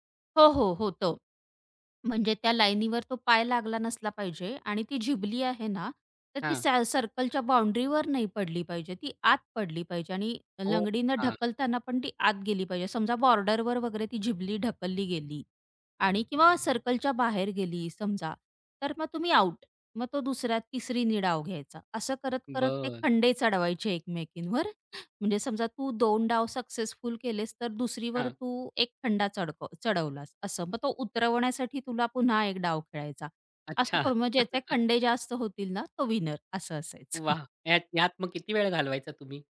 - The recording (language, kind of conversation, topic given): Marathi, podcast, जुन्या पद्धतीचे खेळ अजून का आवडतात?
- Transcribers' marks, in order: tapping; laugh; chuckle